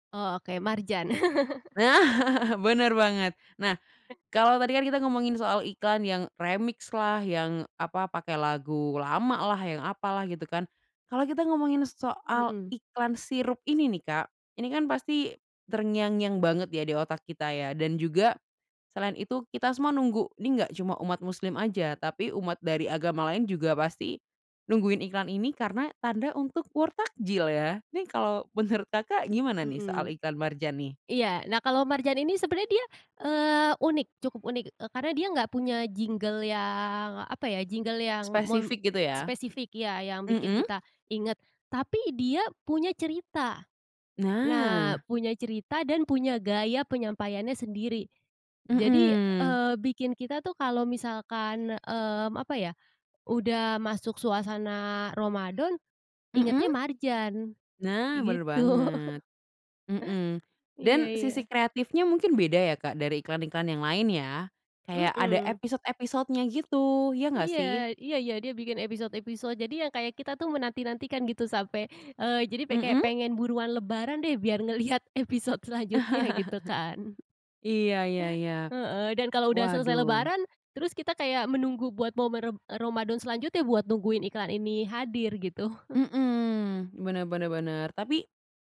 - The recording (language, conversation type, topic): Indonesian, podcast, Jingle iklan lawas mana yang masih nempel di kepala?
- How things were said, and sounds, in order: chuckle; laughing while speaking: "Nah"; in English: "remix-lah"; in English: "war"; laughing while speaking: "menurut"; in English: "jingle"; in English: "jingle"; laughing while speaking: "gitu"; laughing while speaking: "ngelihat episode"; chuckle; chuckle